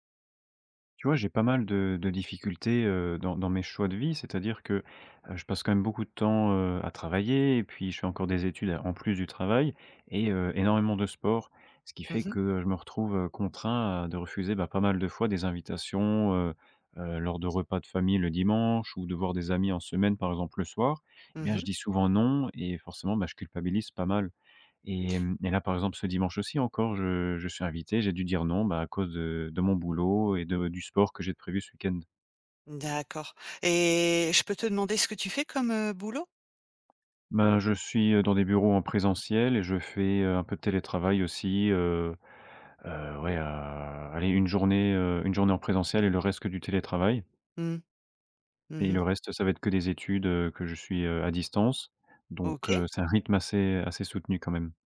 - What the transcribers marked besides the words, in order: none
- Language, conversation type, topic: French, advice, Pourquoi est-ce que je me sens coupable vis-à-vis de ma famille à cause du temps que je consacre à d’autres choses ?